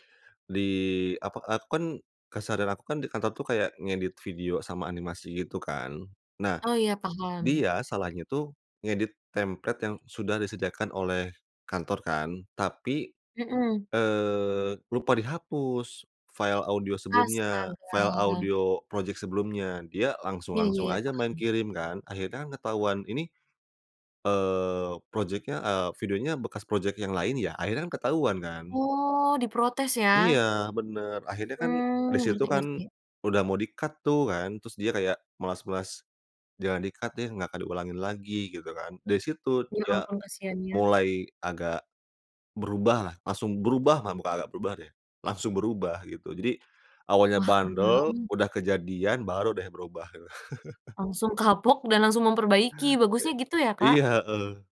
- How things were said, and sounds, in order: in English: "di-cut"; in English: "di-cut"; chuckle
- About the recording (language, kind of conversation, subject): Indonesian, podcast, Bagaimana cara membangun kepercayaan lewat tindakan, bukan cuma kata-kata?